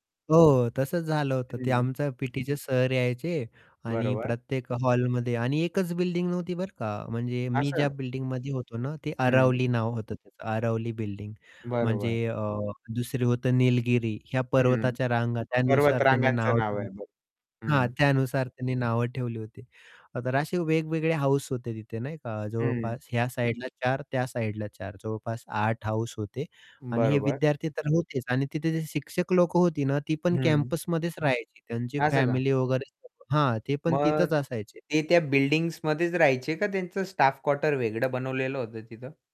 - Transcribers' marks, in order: tapping; distorted speech
- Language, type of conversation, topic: Marathi, podcast, तुमची बालपणीची आवडती बाहेरची जागा कोणती होती?